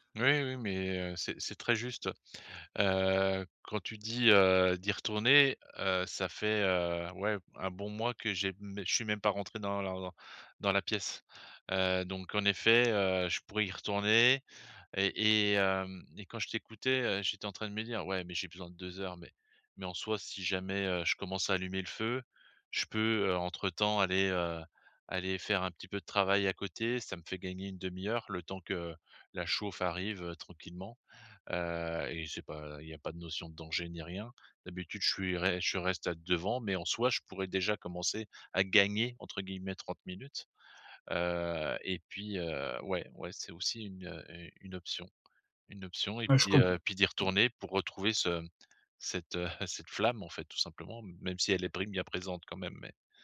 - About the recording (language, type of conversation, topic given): French, advice, Comment trouver du temps pour mes passions malgré un emploi du temps chargé ?
- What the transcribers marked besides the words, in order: other background noise; tapping; chuckle